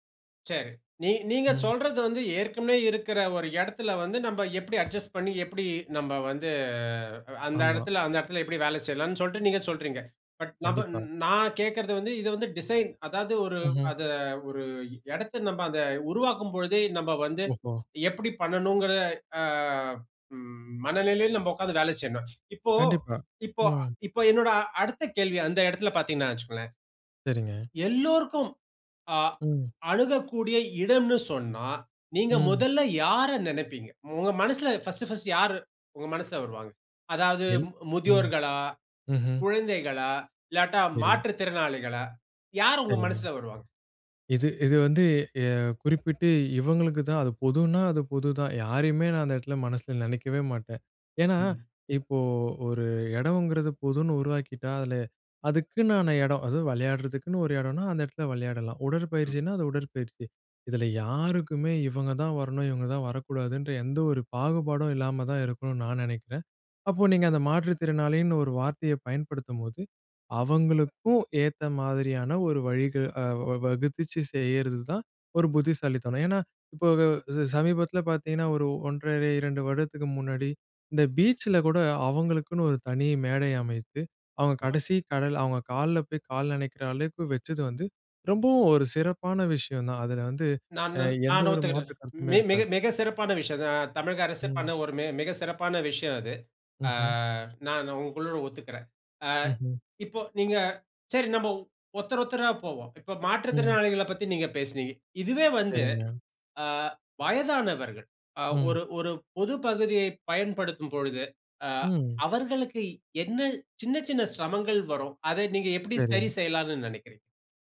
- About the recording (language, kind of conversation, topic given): Tamil, podcast, பொதுப் பகுதியை அனைவரும் எளிதாகப் பயன்படுத்தக்கூடியதாக நீங்கள் எப்படி அமைப்பீர்கள்?
- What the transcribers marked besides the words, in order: in English: "அட்ஜஸ்ட்"; in English: "டிசைன்"; other noise